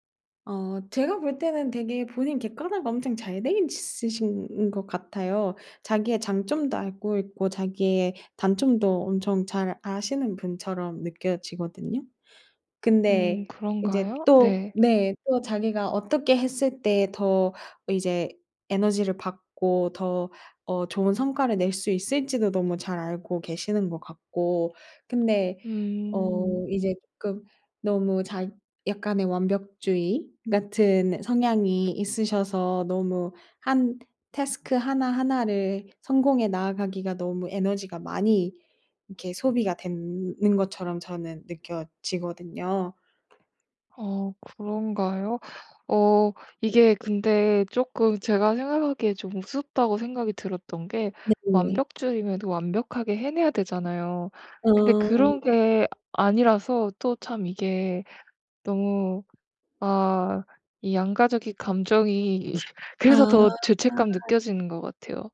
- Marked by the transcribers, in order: other background noise; tapping; laugh
- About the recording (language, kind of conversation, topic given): Korean, advice, 중단한 뒤 죄책감 때문에 다시 시작하지 못하는 상황을 어떻게 극복할 수 있을까요?